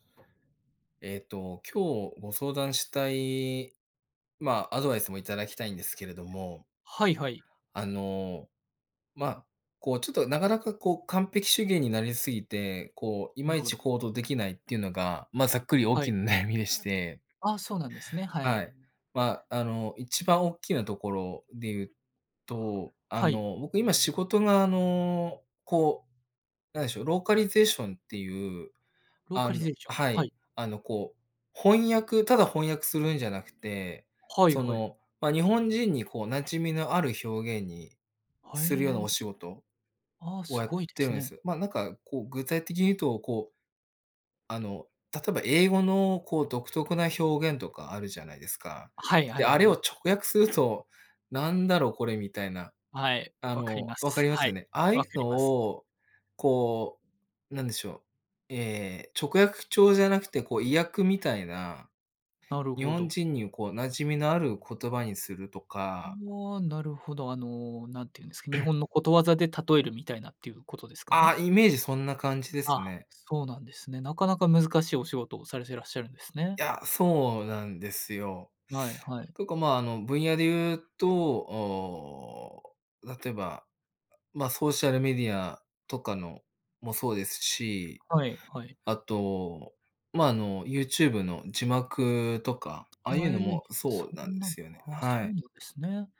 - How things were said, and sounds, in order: laughing while speaking: "悩みでして"; other noise
- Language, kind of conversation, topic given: Japanese, advice, 失敗が怖くて完璧を求めすぎてしまい、行動できないのはどうすれば改善できますか？